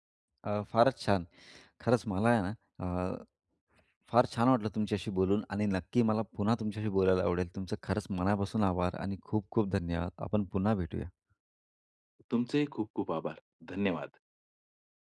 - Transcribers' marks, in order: other background noise
- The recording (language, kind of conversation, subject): Marathi, podcast, कला आणि मनोरंजनातून तुम्हाला प्रेरणा कशी मिळते?